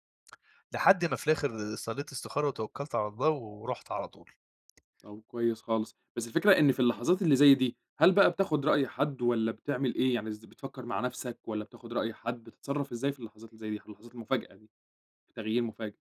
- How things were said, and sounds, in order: tapping
- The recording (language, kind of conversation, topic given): Arabic, podcast, إزاي بتتعامل مع التغيير المفاجئ اللي بيحصل في حياتك؟